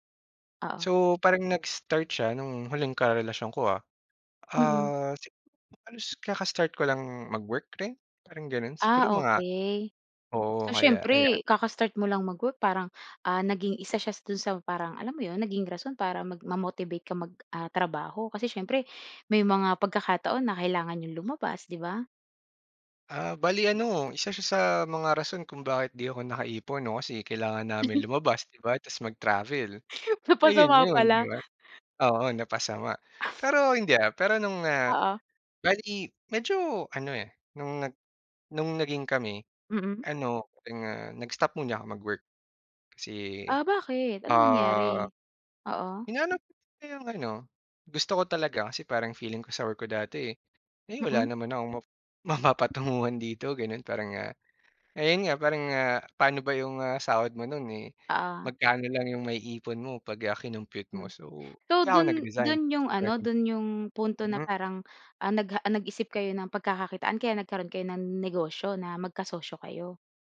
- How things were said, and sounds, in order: joyful: "Napasama pala"; other background noise; tapping
- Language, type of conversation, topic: Filipino, podcast, Paano ka nagpapasya kung iiwan mo o itutuloy ang isang relasyon?